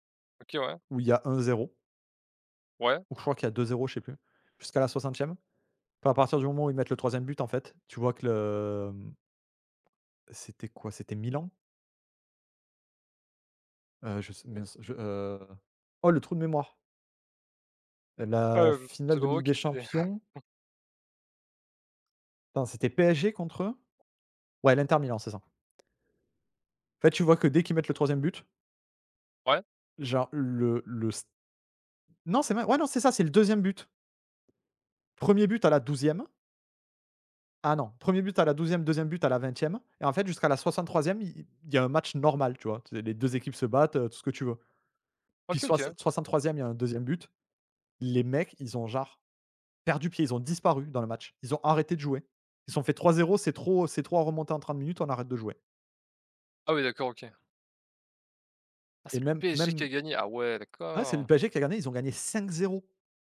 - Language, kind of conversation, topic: French, unstructured, Quel événement historique te rappelle un grand moment de bonheur ?
- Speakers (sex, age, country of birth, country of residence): male, 20-24, France, France; male, 35-39, France, France
- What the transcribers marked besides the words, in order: chuckle; "genre" said as "jare"; stressed: "cinq-zéro"